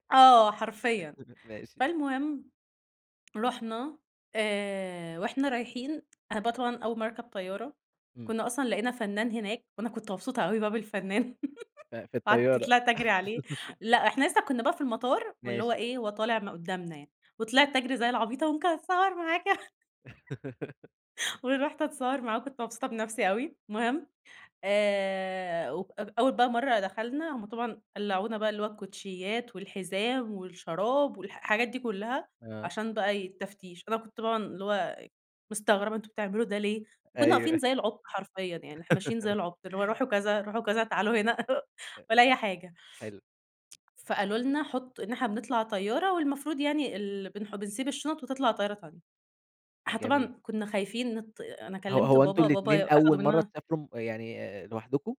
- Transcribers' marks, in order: chuckle; chuckle; laugh; put-on voice: "وممكن أتصوّر معاك ي"; laugh; chuckle; laugh; chuckle; tapping
- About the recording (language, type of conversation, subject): Arabic, podcast, إيه المواقف المضحكة اللي حصلتلك وإنت في رحلة جوه البلد؟